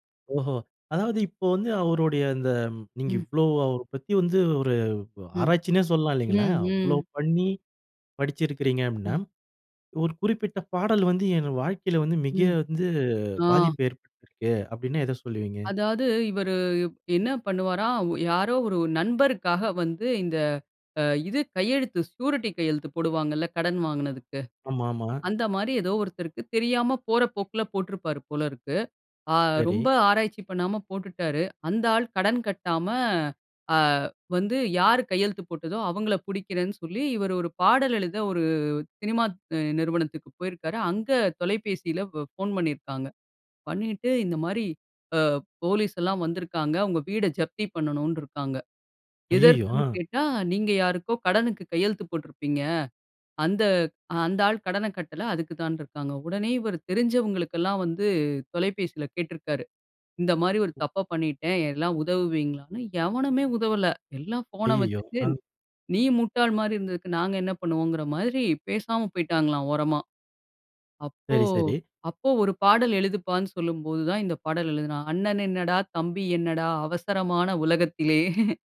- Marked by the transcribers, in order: other noise; in English: "ஸ்யூரிட்டி"; surprised: "ஐய்யய்யோ! ஆ"; chuckle
- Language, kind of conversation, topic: Tamil, podcast, படம், பாடல் அல்லது ஒரு சம்பவம் மூலம் ஒரு புகழ்பெற்றவர் உங்கள் வாழ்க்கையை எப்படிப் பாதித்தார்?